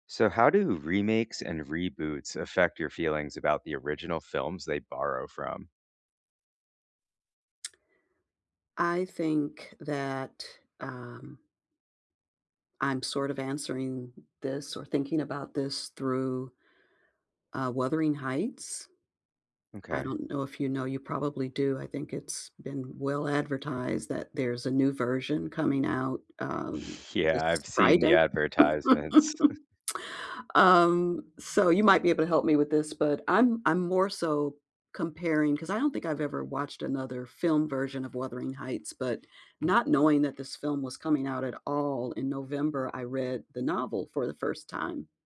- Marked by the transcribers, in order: laughing while speaking: "Yeah"; laugh; chuckle
- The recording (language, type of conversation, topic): English, unstructured, How do remakes and reboots affect your feelings about the original films they are based on?
- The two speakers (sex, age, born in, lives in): female, 60-64, United States, United States; male, 35-39, United States, United States